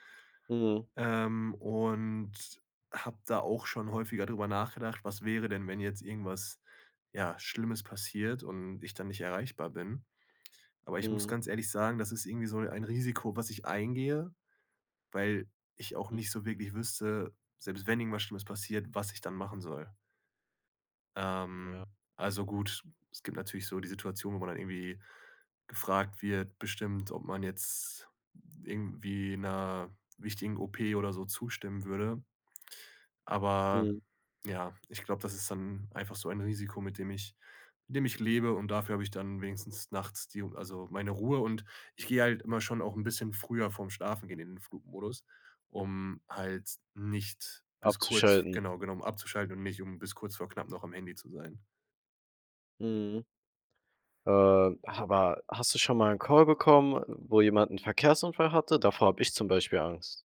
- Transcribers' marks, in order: none
- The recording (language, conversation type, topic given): German, podcast, Wie planst du Pausen vom Smartphone im Alltag?